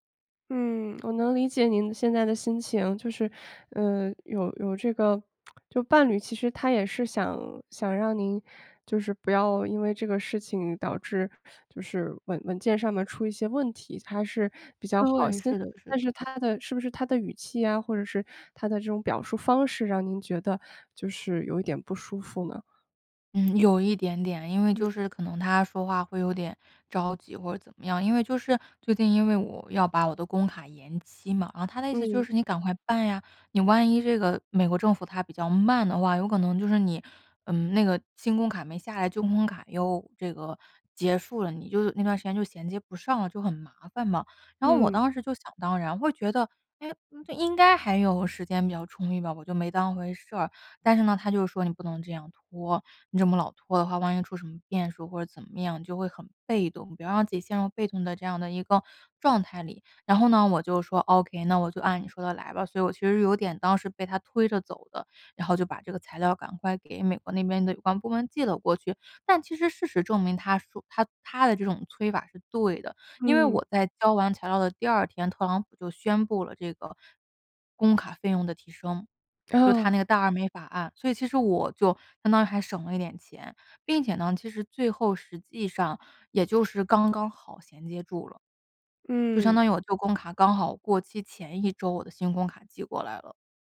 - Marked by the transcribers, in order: tsk; other background noise
- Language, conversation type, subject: Chinese, advice, 当伴侣指出我的缺点让我陷入自责时，我该怎么办？